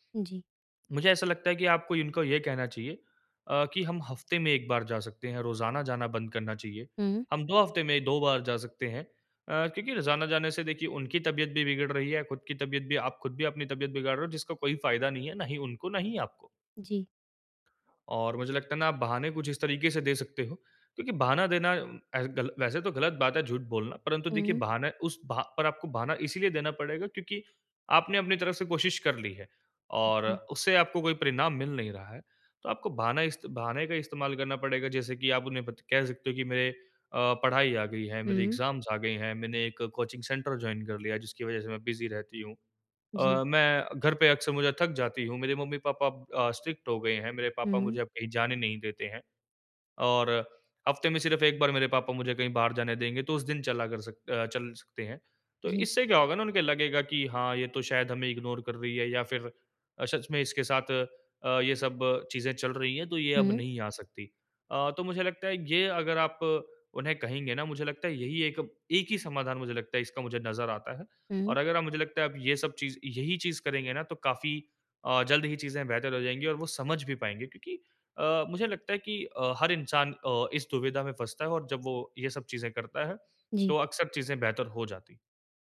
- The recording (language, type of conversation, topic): Hindi, advice, दोस्ती में बिना बुरा लगे सीमाएँ कैसे तय करूँ और अपनी आत्म-देखभाल कैसे करूँ?
- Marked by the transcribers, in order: in English: "एग्ज़ाम्स"; in English: "कोचिंग सेंटर जॉइन"; in English: "बिज़ी"; in English: "स्ट्रिक्ट"; in English: "इग्नोर"